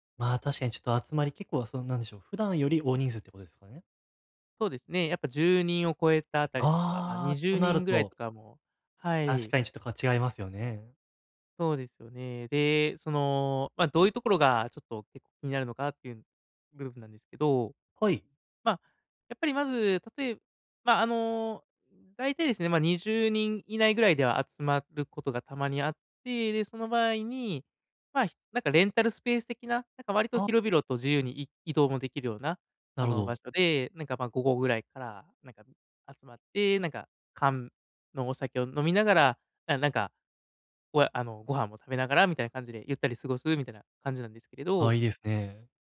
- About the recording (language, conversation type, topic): Japanese, advice, グループの集まりで孤立しないためには、どうすればいいですか？
- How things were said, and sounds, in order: none